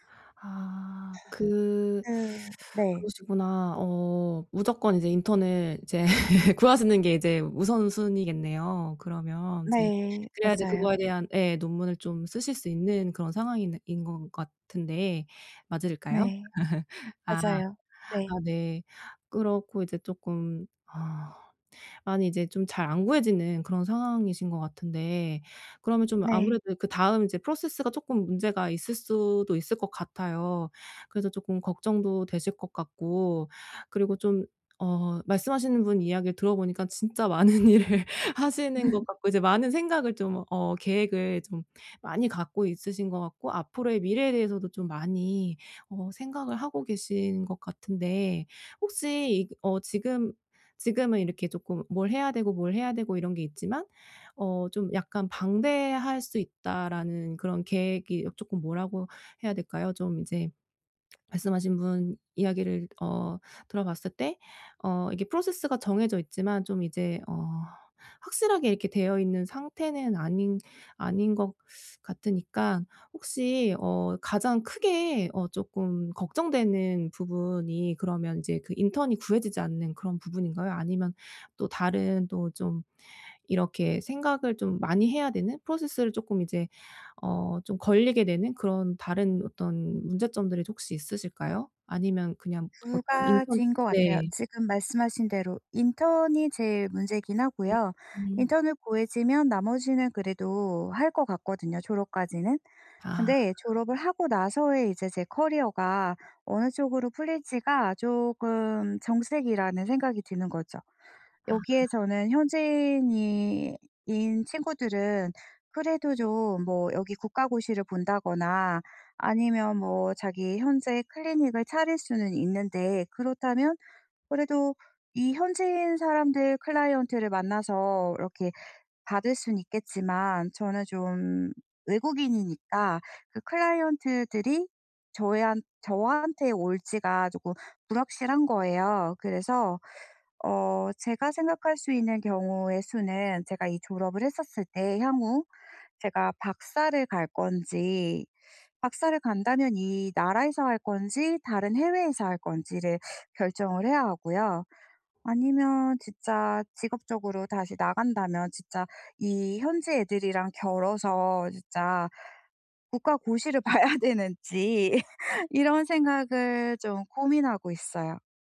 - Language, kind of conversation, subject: Korean, advice, 정체기를 어떻게 극복하고 동기를 꾸준히 유지할 수 있을까요?
- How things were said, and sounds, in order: laughing while speaking: "이제"; other background noise; laugh; laughing while speaking: "많은 일을"; laugh; laughing while speaking: "고시를 봐야 되는지"